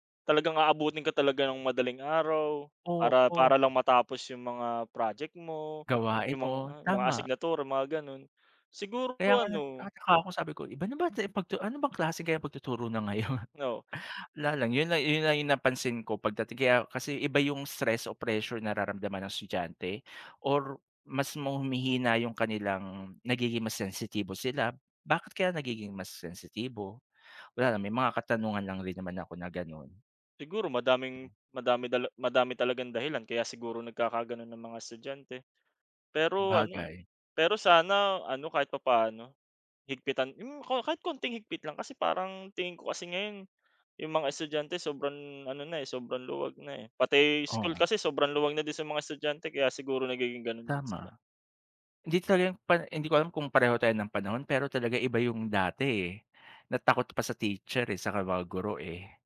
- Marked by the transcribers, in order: laughing while speaking: "ngayon"
- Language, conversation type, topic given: Filipino, unstructured, Bakit kaya maraming kabataan ang nawawalan ng interes sa pag-aaral?